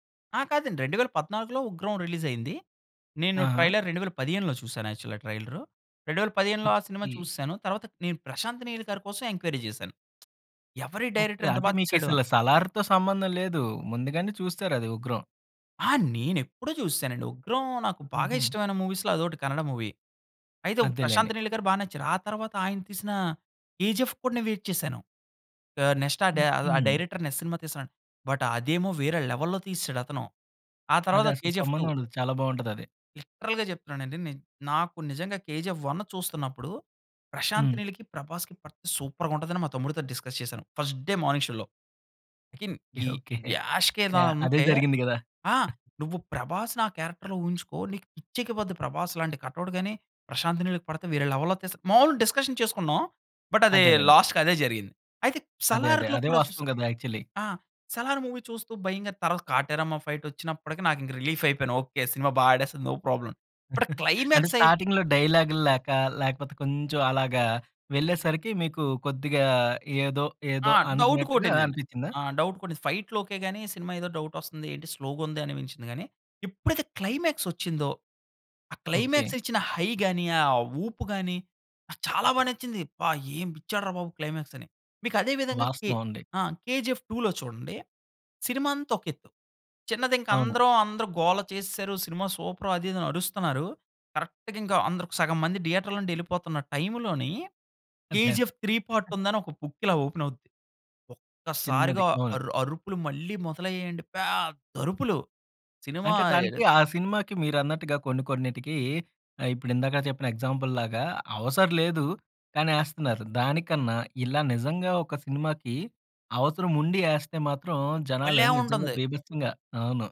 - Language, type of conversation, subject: Telugu, podcast, సినిమా ముగింపు బాగుంటే ప్రేక్షకులపై సినిమా మొత్తం ప్రభావం ఎలా మారుతుంది?
- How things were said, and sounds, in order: in English: "రిలీజ్"; in English: "ట్రైలర్"; in English: "యాక్చువల్‌గా"; in English: "ఎంక్వైరీ"; lip smack; in English: "డైరెక్టర్?"; "అసలు" said as "ఇసలు"; in English: "మూవీస్‌లో"; in English: "మూవీ"; in English: "వెయిట్"; in English: "నెక్స్ట్"; in English: "డైరెక్టర్"; in English: "బట్"; in English: "లెవెల్‌లో"; in English: "లిటరల్‌గా"; in English: "సూపర్‌గా"; in English: "డిస్కస్"; in English: "ఫస్ట్ డే మార్నింగ్ షోలో"; other background noise; laughing while speaking: "ఓకె, ఓకె. యాహ్! అదే జరిగింది కదా!"; in English: "క్యారెక్టర్‌లో"; tapping; in English: "కటౌట్"; in English: "లెవెల్‌లో"; in English: "డిస్కషన్"; in English: "బట్"; in English: "లాస్ట్‌కి"; in English: "ఆక్చువల్లీ"; in English: "మూవీ"; in English: "ఫైట్"; in English: "రిలీఫ్"; in English: "నో ప్రాబ్లమ్. బట్"; chuckle; in English: "క్లైమాక్స్"; in English: "స్టార్టింగ్‌లో"; in English: "డౌట్"; in English: "డౌట్"; in English: "స్లోగా"; in English: "క్లైమాక్స్"; in English: "క్లైమాక్స్"; in English: "హై"; stressed: "చాలా"; in English: "క్లైమాక్స్"; in English: "సూపర్"; in English: "కరెక్ట్‌గా"; in English: "థియేటర్‌లో"; in English: "టైమ్‌లోని"; in English: "పార్ట్"; in English: "బుక్"; in English: "ఓపెన్"; stressed: "పెద్ద"; in English: "ఎగ్జాంపుల్‌లాగా"; stressed: "భలే"